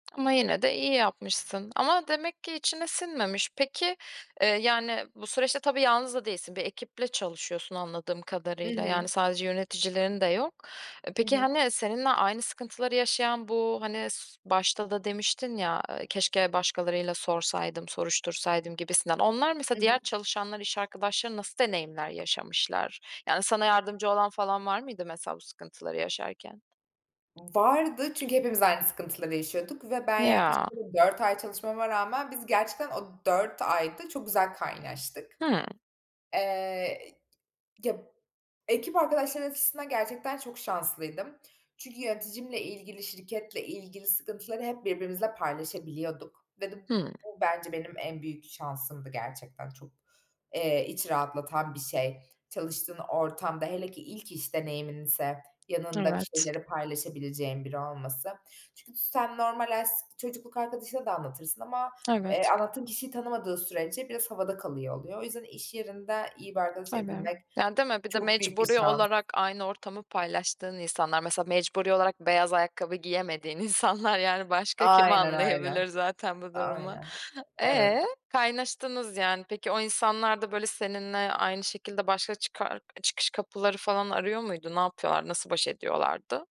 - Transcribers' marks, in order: other background noise; tapping; unintelligible speech; laughing while speaking: "insanlar"
- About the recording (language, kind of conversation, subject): Turkish, podcast, İlk iş deneyimin nasıldı?